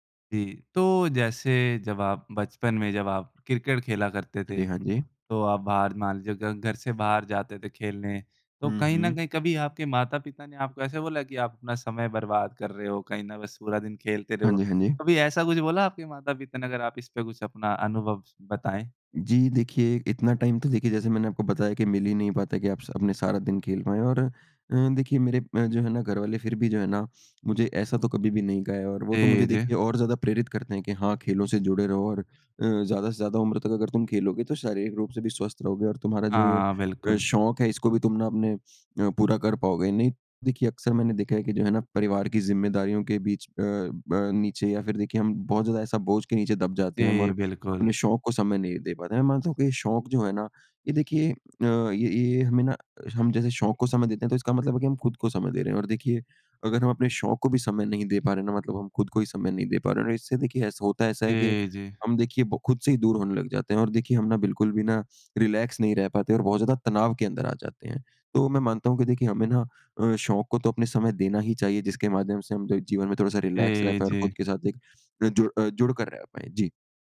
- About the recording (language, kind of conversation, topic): Hindi, podcast, कौन सा शौक आपको सबसे ज़्यादा सुकून देता है?
- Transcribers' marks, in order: tapping; in English: "टाइम"; in English: "रिलैक्स"; in English: "रिलैक्स"